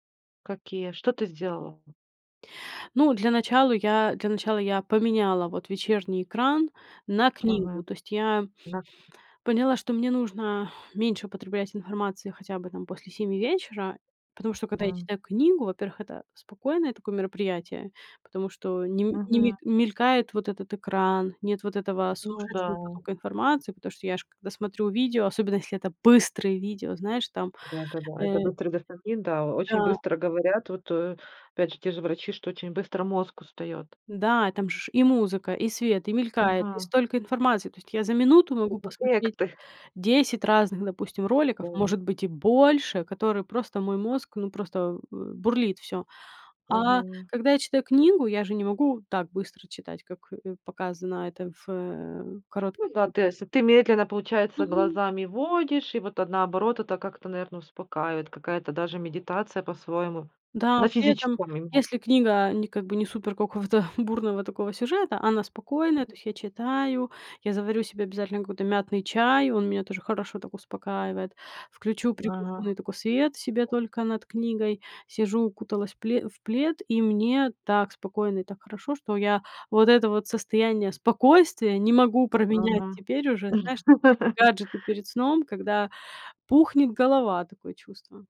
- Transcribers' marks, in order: other background noise; tapping; chuckle; other noise; laugh
- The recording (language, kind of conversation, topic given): Russian, podcast, Что вы думаете о влиянии экранов на сон?